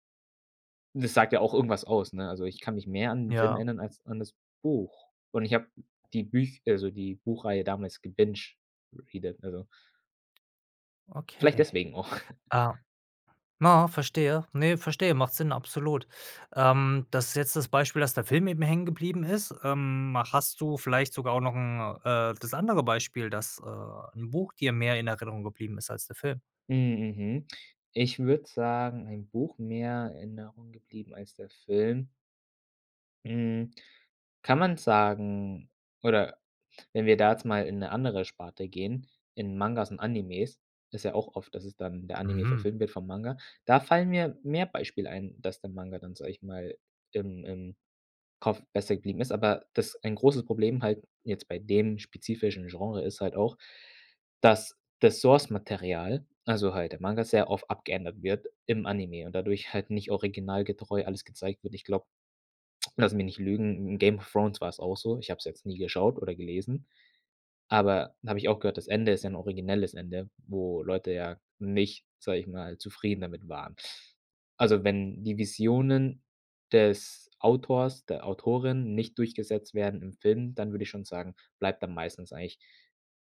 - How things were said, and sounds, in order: in English: "gebinged, repeated"; other background noise; laughing while speaking: "auch"; chuckle
- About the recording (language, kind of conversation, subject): German, podcast, Was kann ein Film, was ein Buch nicht kann?